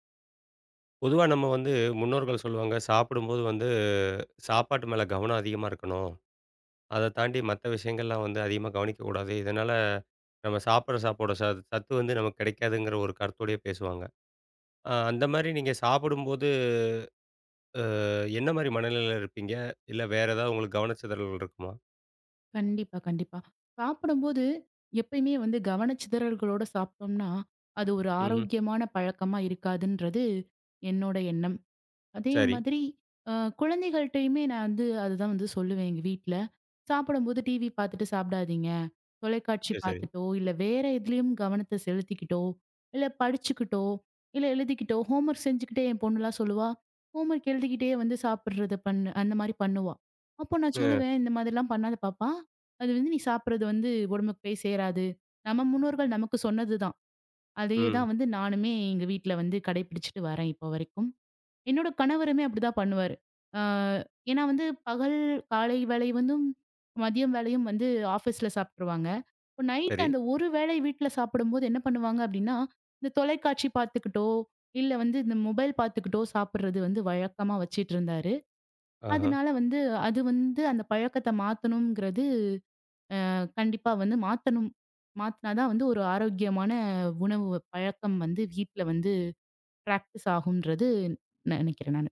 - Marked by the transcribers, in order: drawn out: "வந்து"; "சாப்பாடோட" said as "சாப்பாடோ"; drawn out: "சாப்பிடும்போது"; in English: "ஹோம்வொர்க்"; in English: "ஹோம்வொர்க்"; in English: "ஆஃபிஸ்ல"; in English: "பிராக்டிஸ்"; "ஆகும்ன்னு" said as "ஆகும்ன்றது"
- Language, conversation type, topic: Tamil, podcast, உங்கள் வீட்டில் உணவு சாப்பிடும்போது மனதை கவனமாக வைத்திருக்க நீங்கள் எந்த வழக்கங்களைப் பின்பற்றுகிறீர்கள்?